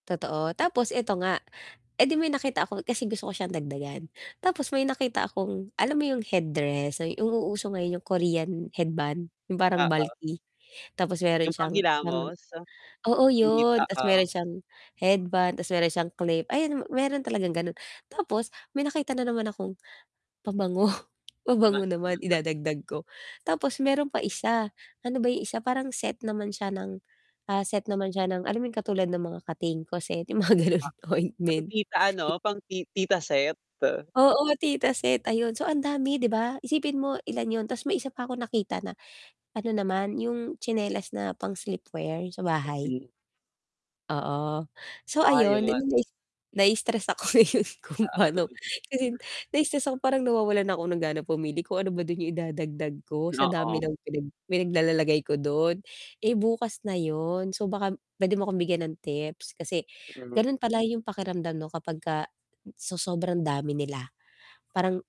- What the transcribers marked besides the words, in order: other background noise; tapping; in Korean: "Korean"; mechanical hum; unintelligible speech; laughing while speaking: "pabango"; unintelligible speech; laughing while speaking: "yung mga ganon"; distorted speech; laughing while speaking: "ako ngayon kung pano"; unintelligible speech; static
- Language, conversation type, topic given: Filipino, advice, Bakit nawawala ang gana ko sa pagpili kapag napakaraming pagpipilian?